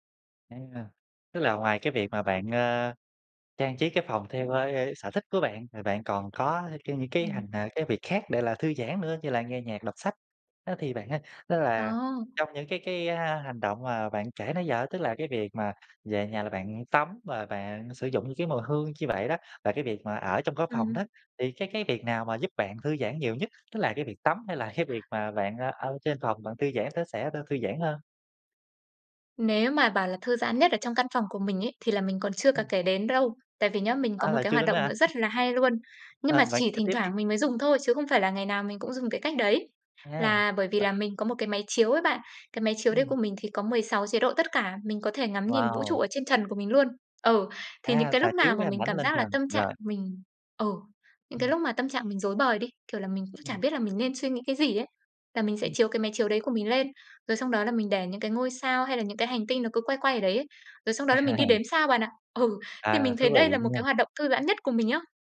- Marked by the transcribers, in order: other background noise; tapping; chuckle; unintelligible speech; laughing while speaking: "À"
- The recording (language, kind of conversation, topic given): Vietnamese, podcast, Buổi tối thư giãn lý tưởng trong ngôi nhà mơ ước của bạn diễn ra như thế nào?